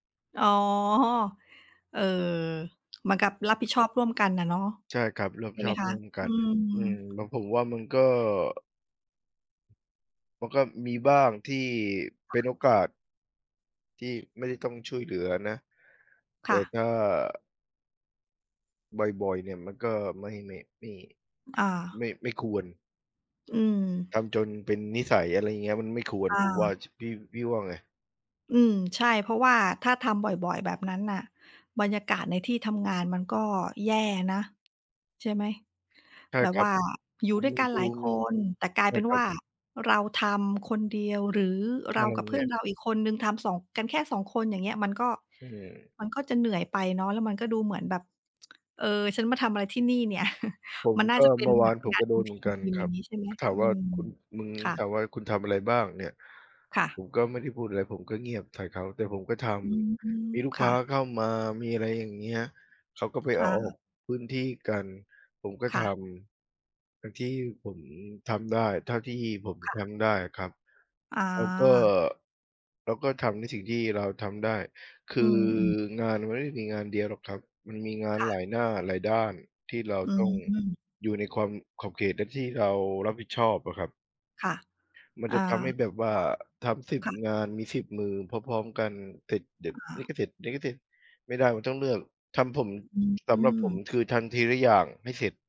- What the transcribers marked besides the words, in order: tapping; other background noise; tsk; chuckle
- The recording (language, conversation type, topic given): Thai, unstructured, คุณรู้สึกอย่างไรเมื่อเจอเพื่อนร่วมงานที่ไม่ยอมช่วยเหลือกัน?